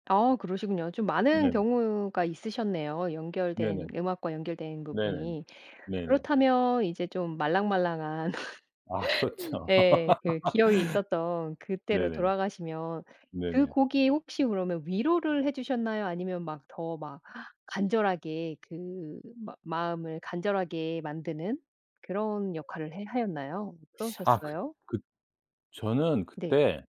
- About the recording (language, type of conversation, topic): Korean, podcast, 음악을 처음으로 감정적으로 받아들였던 기억이 있나요?
- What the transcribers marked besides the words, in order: laugh